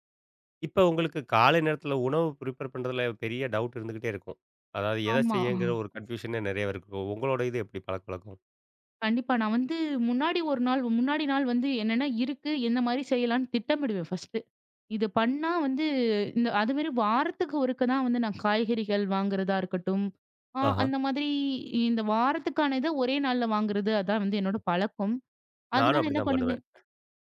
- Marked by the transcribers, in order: in English: "பிரிபேர்"; in English: "டவுட்"; chuckle; in English: "கன்ஃப்யூஷனே"; in English: "ஃபர்ஸ்ட்டு"; other noise
- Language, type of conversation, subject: Tamil, podcast, உங்கள் வீட்டில் காலை வழக்கம் எப்படி இருக்கிறது?